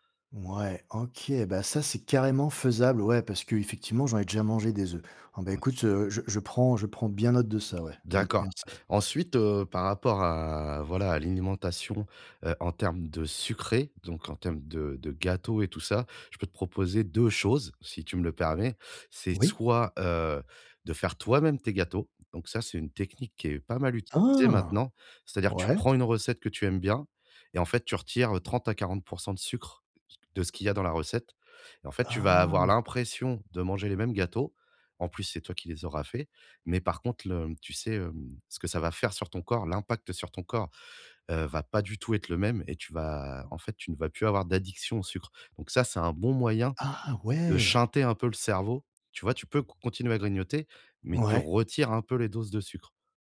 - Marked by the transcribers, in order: other background noise; "l'alimentation" said as "l'élimantation"; surprised: "Ah !"; stressed: "Ah"; unintelligible speech; drawn out: "Ah !"; stressed: "Ah ! Ouais"; in English: "shunter"; stressed: "retires"
- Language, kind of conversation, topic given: French, advice, Comment équilibrer mon alimentation pour avoir plus d’énergie chaque jour ?